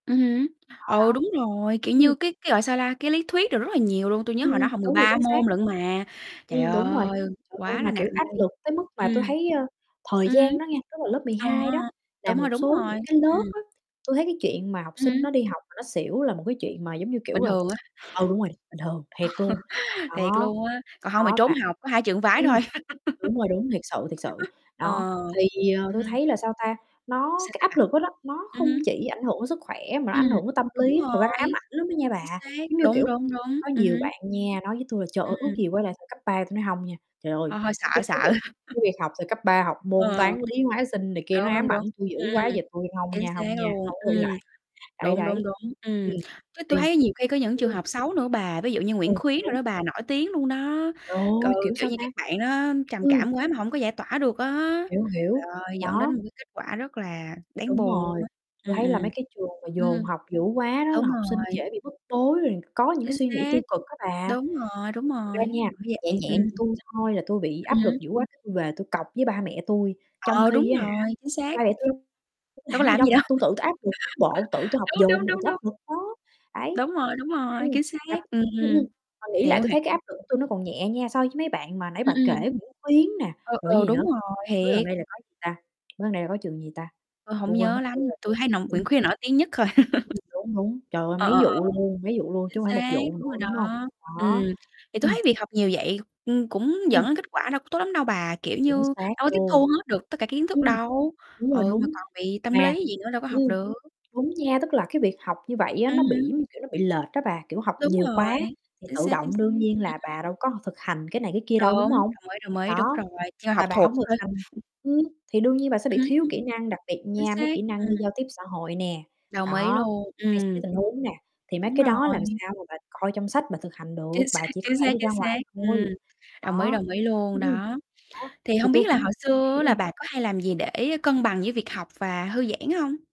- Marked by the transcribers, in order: distorted speech; other background noise; tapping; laugh; laugh; chuckle; laugh; unintelligible speech; laugh; other noise; laughing while speaking: "Chính xác"
- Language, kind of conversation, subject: Vietnamese, unstructured, Bạn nghĩ gì về việc học quá nhiều ở trường?